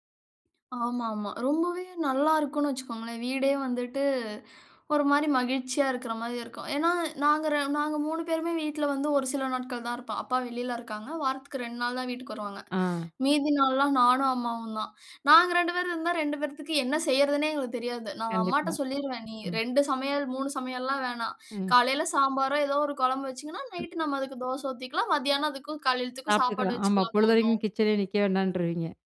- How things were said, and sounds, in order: none
- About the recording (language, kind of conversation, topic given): Tamil, podcast, வழக்கமான சமையல் முறைகள் மூலம் குடும்பம் எவ்வாறு இணைகிறது?